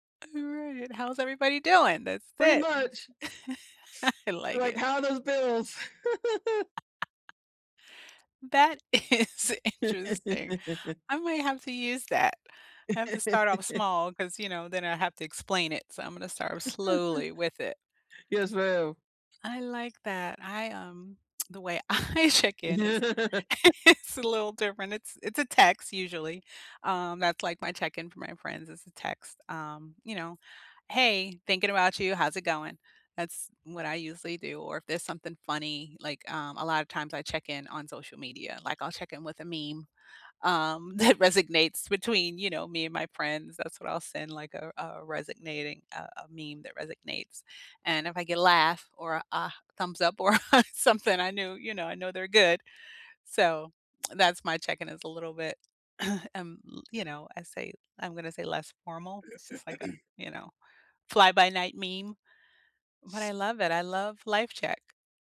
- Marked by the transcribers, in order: chuckle; chuckle; giggle; laughing while speaking: "is interesting"; chuckle; chuckle; chuckle; laughing while speaking: "I check-in"; laughing while speaking: "is"; chuckle; laughing while speaking: "that resignates"; "resonates" said as "resignates"; "resonating" said as "resignating"; "resonates" said as "resignates"; laughing while speaking: "or something"; throat clearing; throat clearing; other background noise
- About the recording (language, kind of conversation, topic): English, unstructured, How can you check in on friends in caring, low-pressure ways that strengthen your connection?
- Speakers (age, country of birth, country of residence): 30-34, United States, United States; 50-54, United States, United States